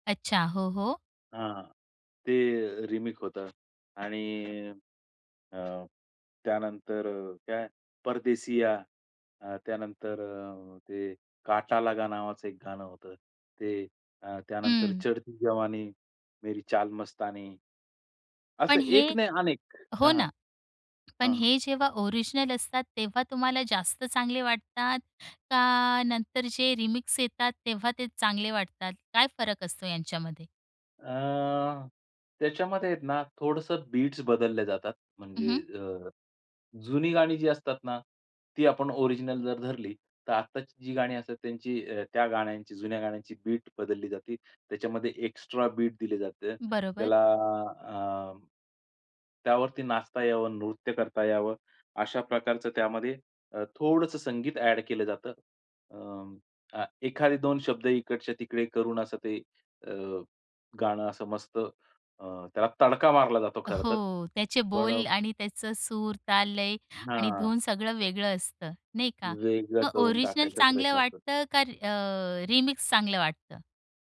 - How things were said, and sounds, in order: in English: "रीमिक्स"; other background noise; in Hindi: "परदेशीया"; in Hindi: "लगा"; in Hindi: "चढती जवानी, मेरी चाल मस्तानी"; in English: "ओरिजिनल"; in English: "रिमिक्स"; in English: "बीट्स"; in English: "ओरिजिनल"; in English: "बीट"; in English: "एक्स्ट्रा बीट"; in English: "ॲड"; in English: "ओरिजिनल"; in English: "रीमिक्स"
- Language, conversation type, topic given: Marathi, podcast, रीमिक्स आणि रिमेकबद्दल तुमचं काय मत आहे?